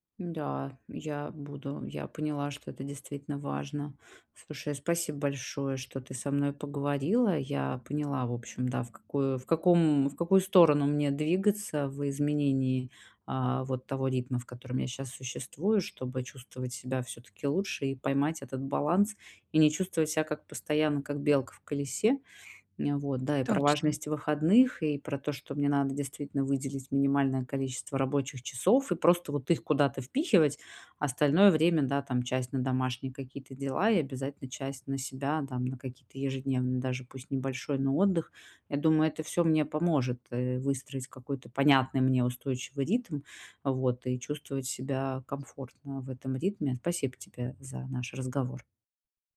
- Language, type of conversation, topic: Russian, advice, Как мне вернуть устойчивый рабочий ритм и выстроить личные границы?
- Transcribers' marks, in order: none